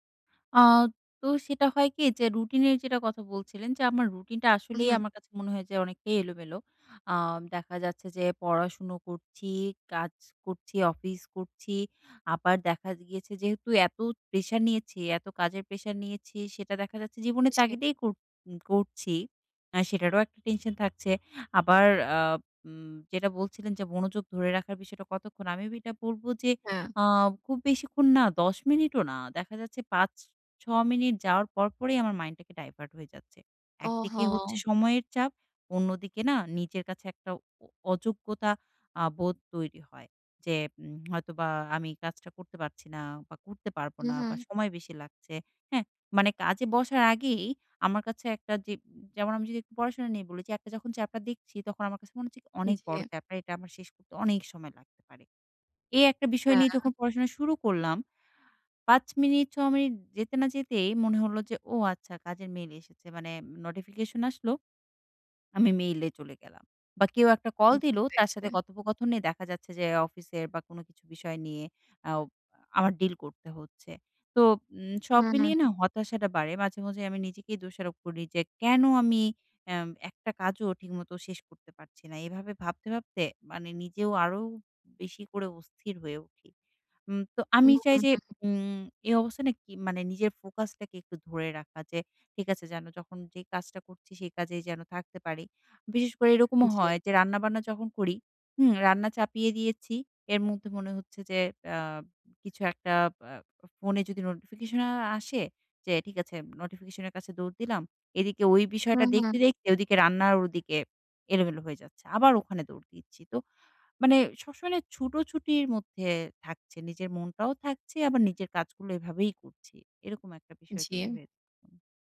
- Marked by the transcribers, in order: horn; "এটা" said as "ভিটা"; "সবসময়" said as "শ্মশনে"
- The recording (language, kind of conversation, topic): Bengali, advice, বহু কাজের মধ্যে কীভাবে একাগ্রতা বজায় রেখে কাজ শেষ করতে পারি?